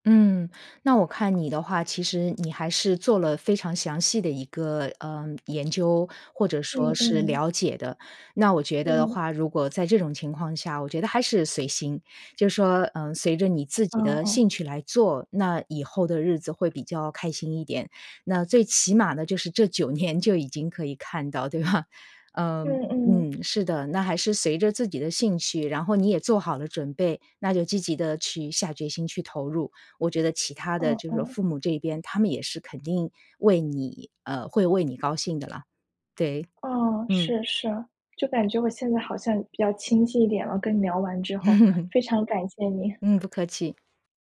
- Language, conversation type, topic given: Chinese, advice, 我该如何决定是回校进修还是参加新的培训？
- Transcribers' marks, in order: tapping; laughing while speaking: "这九 年"; laughing while speaking: "对吧？"; laugh; chuckle